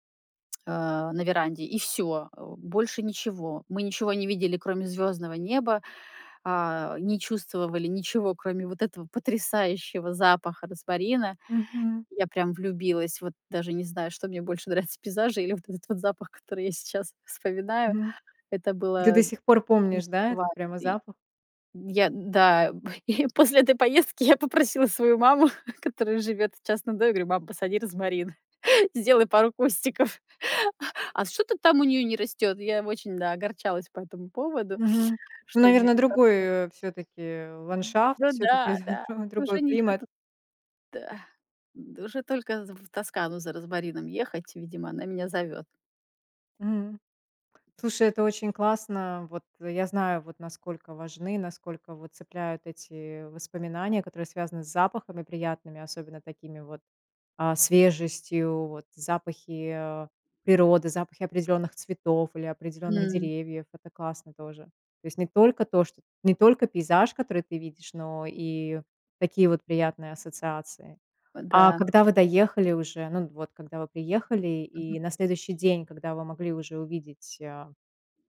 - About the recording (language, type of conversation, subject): Russian, podcast, Есть ли природный пейзаж, который ты мечтаешь увидеть лично?
- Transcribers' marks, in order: laughing while speaking: "больше нравится: пейзажи или вот этот вот запах, который я сейчас вспоминаю"; laughing while speaking: "и п осле этой поездки … в частном доме"; laughing while speaking: "Мам, посади розмарин, сделай пару кустиков"; chuckle; tapping